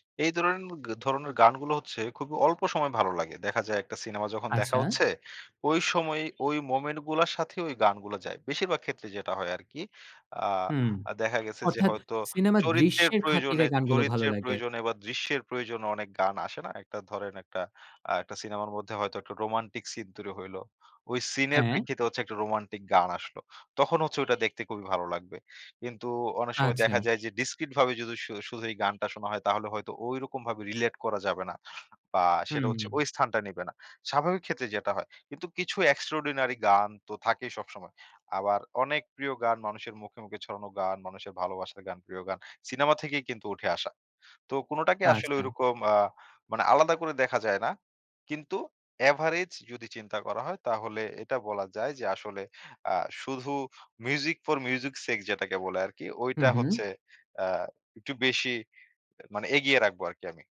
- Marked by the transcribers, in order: horn; in English: "Discrete"; in English: "Relate"; in English: "Extraordinary"; in English: "Average"; in English: "Music for music's sake"
- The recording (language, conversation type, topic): Bengali, podcast, গানের কথা নাকি সুর—আপনি কোনটিকে বেশি গুরুত্ব দেন?